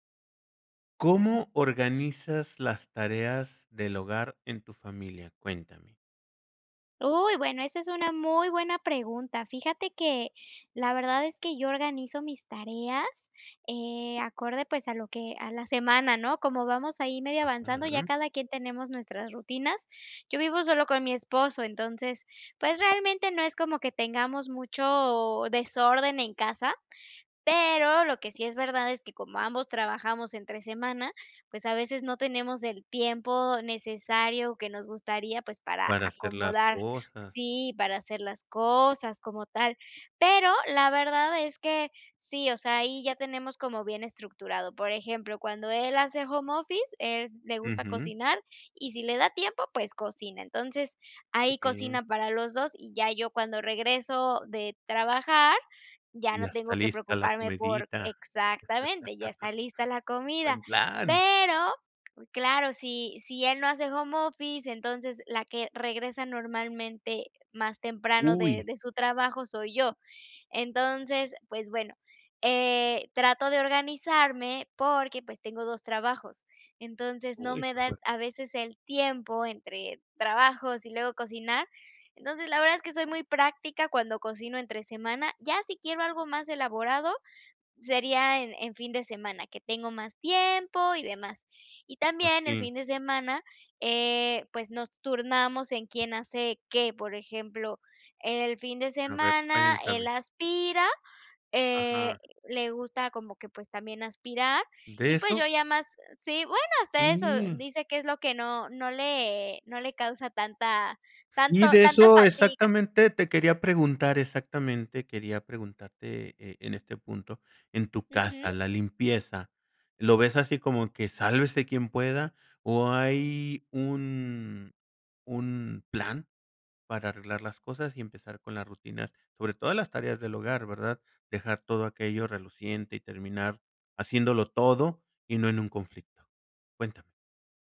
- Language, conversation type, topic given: Spanish, podcast, ¿Cómo organizas las tareas del hogar en familia?
- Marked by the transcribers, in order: tapping; laugh